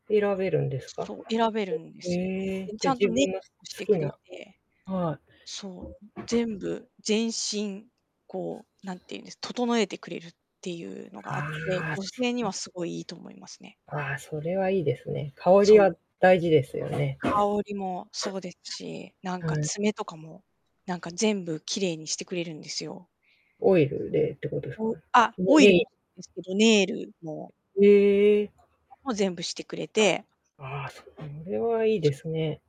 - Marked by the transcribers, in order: static; distorted speech; tapping; other background noise; unintelligible speech
- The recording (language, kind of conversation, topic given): Japanese, unstructured, 旅行中に不快なにおいを感じたことはありますか？